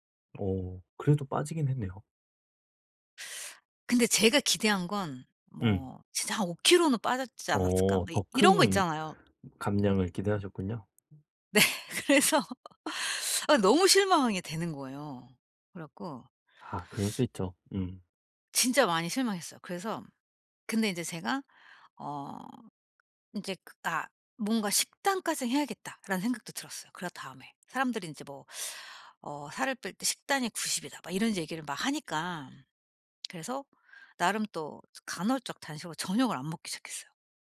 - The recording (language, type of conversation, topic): Korean, advice, 동기부여가 떨어질 때도 운동을 꾸준히 이어가기 위한 전략은 무엇인가요?
- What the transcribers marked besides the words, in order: other background noise; laughing while speaking: "네 그래서"; laugh